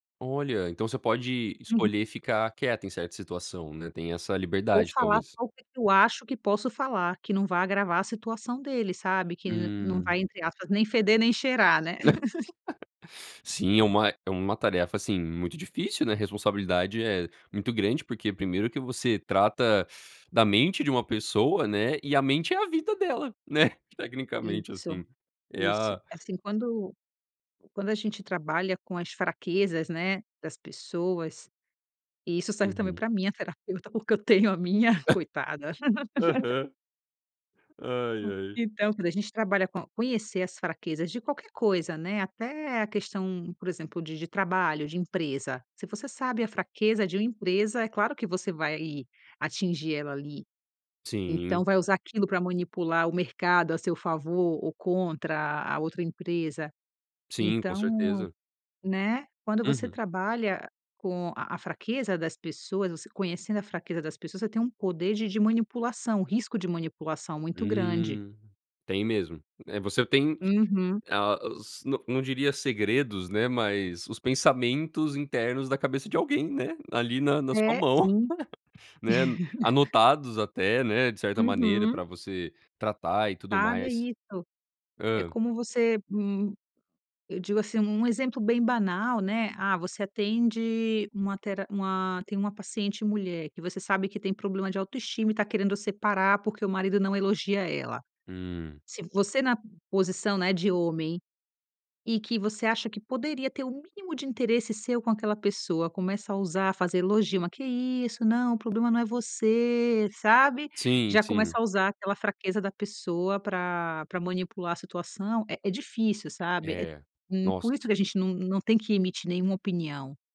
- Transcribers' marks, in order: laugh; chuckle; laugh; tapping; laugh
- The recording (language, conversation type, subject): Portuguese, podcast, Como você equilibra o lado pessoal e o lado profissional?